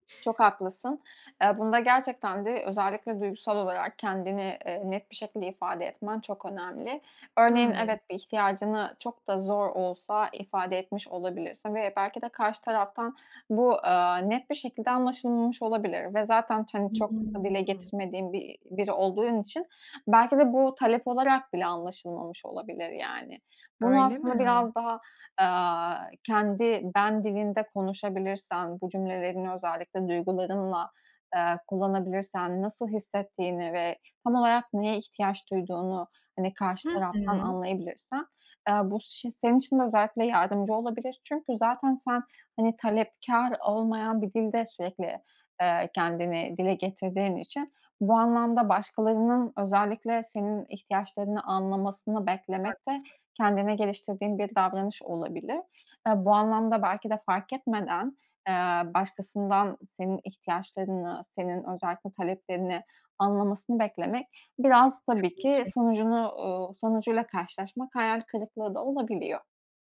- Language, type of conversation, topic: Turkish, advice, İş yerinde ve evde ihtiyaçlarımı nasıl açık, net ve nazikçe ifade edebilirim?
- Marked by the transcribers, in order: unintelligible speech; other background noise; tapping